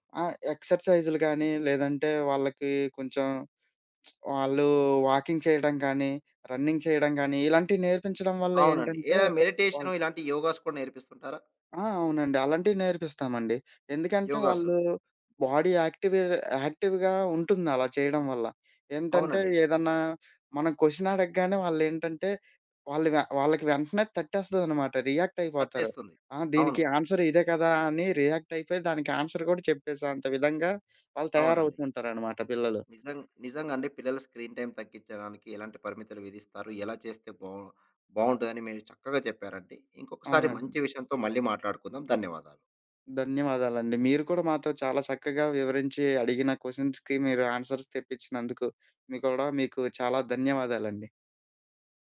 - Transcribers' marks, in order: lip smack; in English: "వాకింగ్"; in English: "రన్నింగ్"; in English: "యోగాస్"; in English: "బాడీ యాక్టివే యాక్టివ్‌గా"; in English: "క్వషన్"; in English: "రియాక్ట్"; in English: "ఆన్సర్"; in English: "రియాక్ట్"; in English: "ఆన్సర్"; in English: "స్క్రీన్ టైమ్"; in English: "క్వషన్స్‌కి"; in English: "ఆన్సర్స్"
- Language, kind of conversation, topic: Telugu, podcast, పిల్లల స్క్రీన్ టైమ్‌ను ఎలా పరిమితం చేస్తారు?